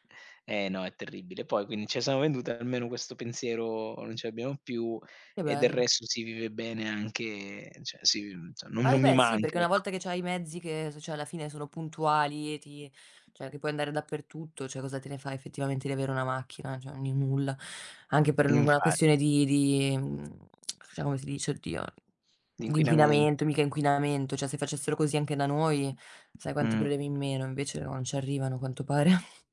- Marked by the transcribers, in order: "cioè" said as "ceh"; "cioè" said as "ceh"; tsk; "diciamo" said as "ciamo"; tapping; other background noise; snort
- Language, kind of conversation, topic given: Italian, unstructured, Qual è il ricordo più dolce della tua storia d’amore?